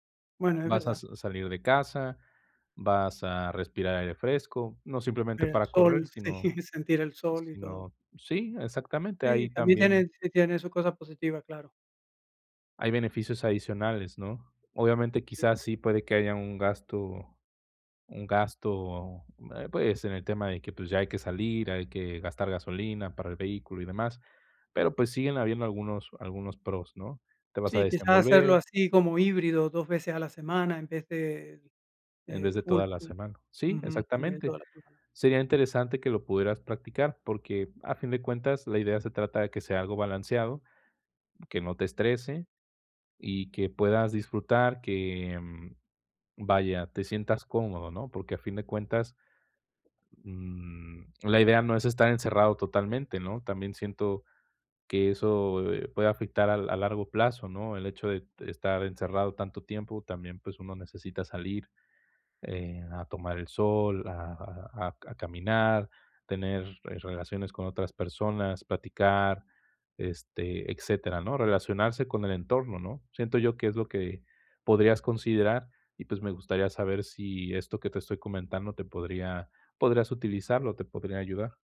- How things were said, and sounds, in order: laughing while speaking: "Sí"; background speech; other noise; in English: "full"; unintelligible speech
- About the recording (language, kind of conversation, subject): Spanish, advice, ¿Qué te preocupa de recaer al retomar el ritmo normal de trabajo?